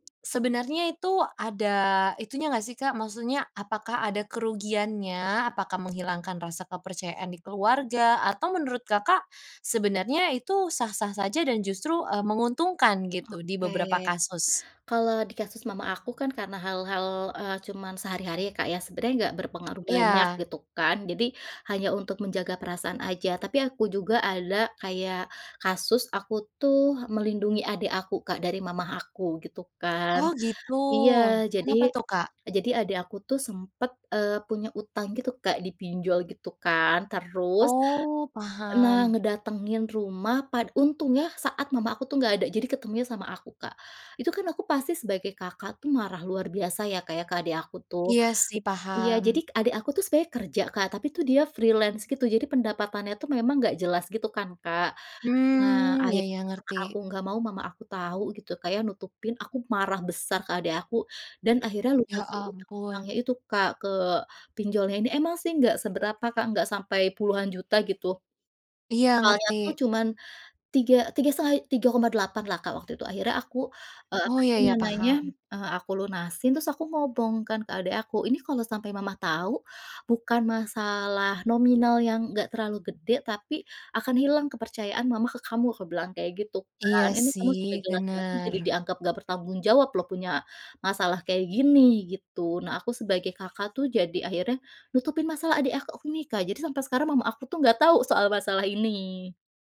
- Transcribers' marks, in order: other background noise; in English: "freelance"; "ngomong" said as "ngobong"
- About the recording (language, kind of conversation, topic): Indonesian, podcast, Apa pendapatmu tentang kebohongan demi kebaikan dalam keluarga?